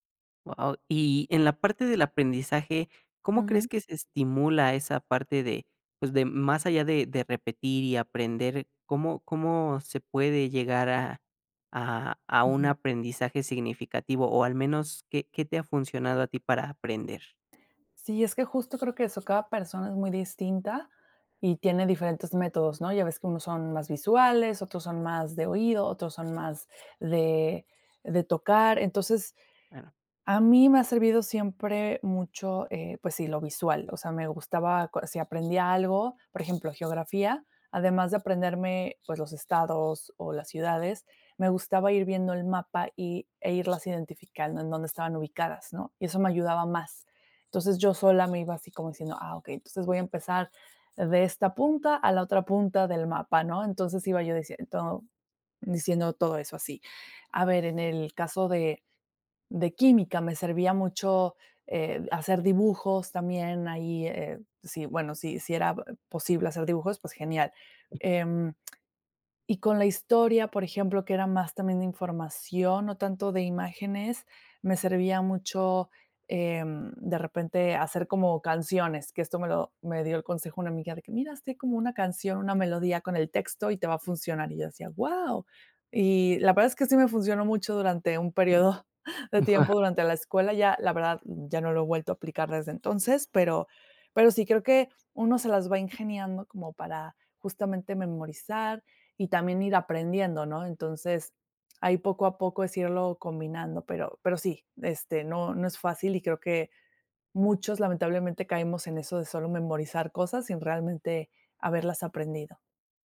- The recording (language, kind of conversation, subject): Spanish, podcast, ¿Cómo sabes si realmente aprendiste o solo memorizaste?
- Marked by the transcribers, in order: other background noise; tapping; laughing while speaking: "período"; laughing while speaking: "Wao"